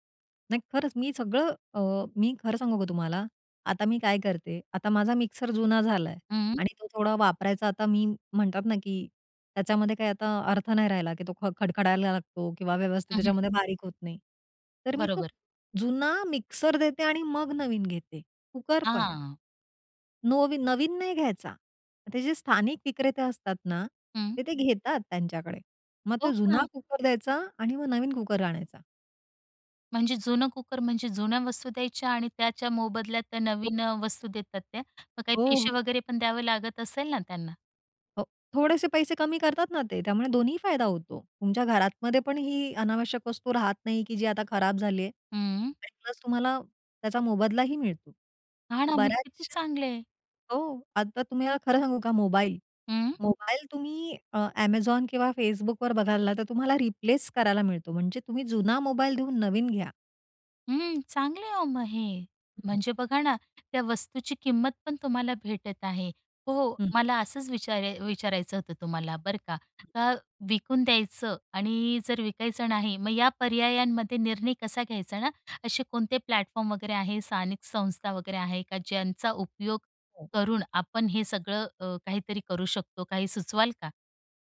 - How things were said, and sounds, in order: surprised: "हो का?"; other background noise; other noise; in English: "प्लस"; in English: "रिप्लेस"; tapping; in English: "प्लॅटफॉर्म"
- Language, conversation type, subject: Marathi, podcast, अनावश्यक वस्तू कमी करण्यासाठी तुमचा उपाय काय आहे?